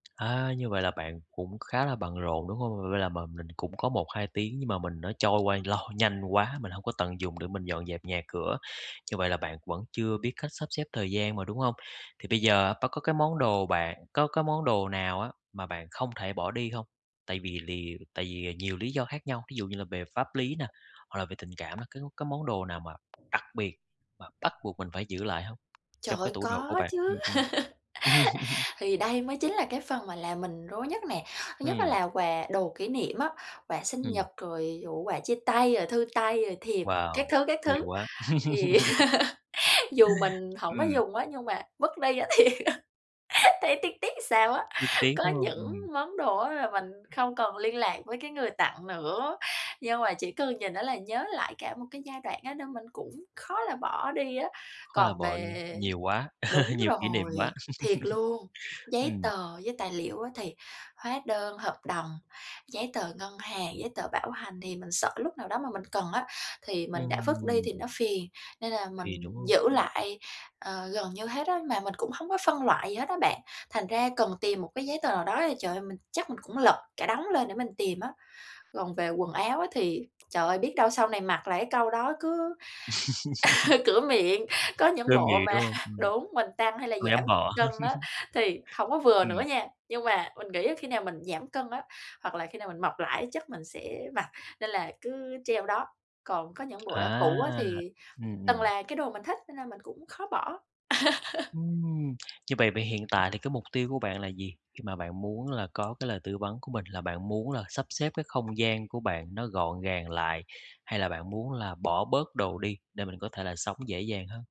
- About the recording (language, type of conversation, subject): Vietnamese, advice, Làm thế nào để bắt đầu dọn dẹp khi bạn cảm thấy quá tải vì quá nhiều đồ đạc?
- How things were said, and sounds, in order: tapping; laugh; chuckle; laugh; chuckle; laughing while speaking: "thì"; chuckle; chuckle; chuckle; laugh; laughing while speaking: "mà"; chuckle; laugh